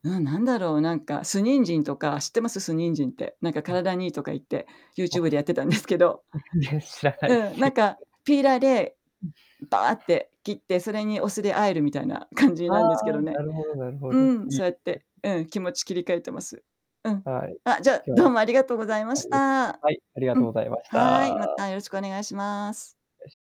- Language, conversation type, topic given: Japanese, unstructured, 最近のニュースで、いちばん嫌だと感じた出来事は何ですか？
- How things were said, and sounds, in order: unintelligible speech; laughing while speaking: "全然知らないです"; laughing while speaking: "ですけど"; other background noise; unintelligible speech; distorted speech; laughing while speaking: "感じなんですけどね"